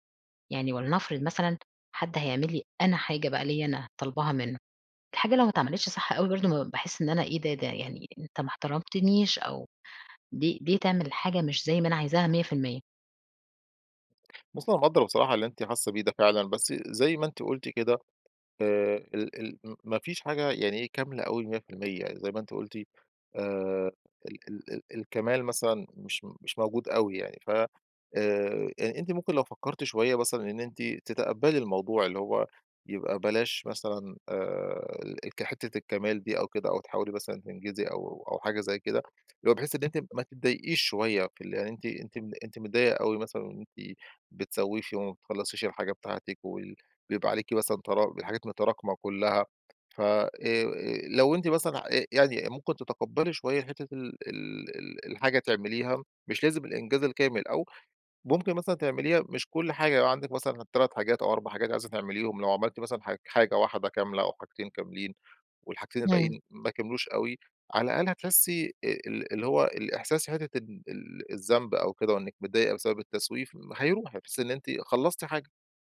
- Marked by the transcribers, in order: none
- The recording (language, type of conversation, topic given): Arabic, advice, إزاي بتتعامل مع التسويف وتأجيل شغلك الإبداعي لحد آخر لحظة؟